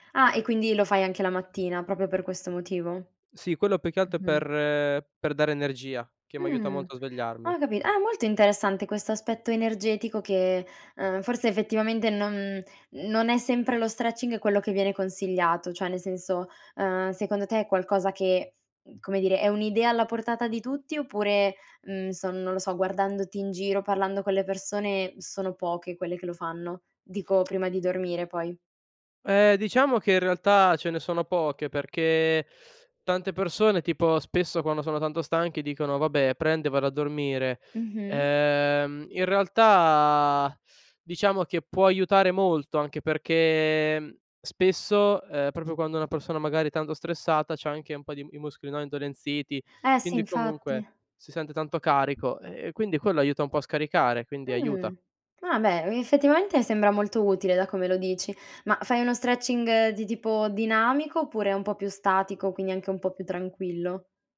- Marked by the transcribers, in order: "proprio" said as "propio"; "capito" said as "capì"; tapping; "proprio" said as "propio"; "persona" said as "porsona"; other background noise
- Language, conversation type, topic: Italian, podcast, Cosa fai per calmare la mente prima di dormire?